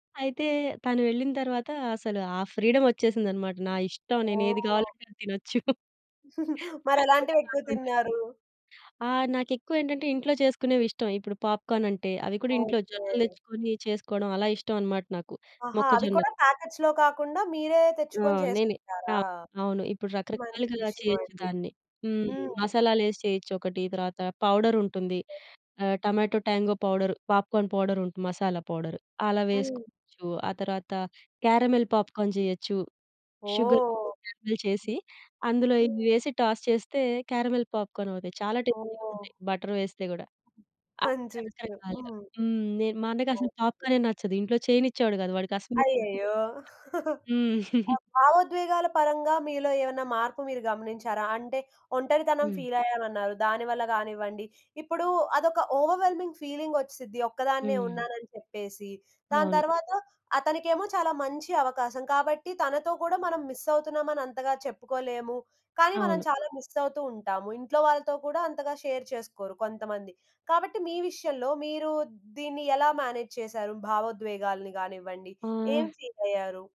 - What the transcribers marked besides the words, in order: chuckle; giggle; in English: "ఫాస్ట్ ఫూడ్స్"; in English: "ప్యాకెట్స్‌లో"; other background noise; in English: "టమాటో ట్యాంగో"; in English: "పాప్‌కార్న్"; in English: "క్యారమిల్ పాప్‌కార్న్"; in English: "షుగర్‌ని క్యారమిల్"; in English: "టాస్"; in English: "క్యారమిల్"; "మంచి" said as "హంచి"; unintelligible speech; chuckle; other noise; chuckle; in English: "ఓవర్‌వెల్మింగ్"; in English: "షేర్"; in English: "మేనేజ్"
- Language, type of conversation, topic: Telugu, podcast, ఇంట్లో ఎవరో వెళ్లిపోవడం వల్ల మీలో ఏ మార్పు వచ్చింది?
- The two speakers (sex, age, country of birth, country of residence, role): female, 20-24, India, India, host; female, 30-34, India, India, guest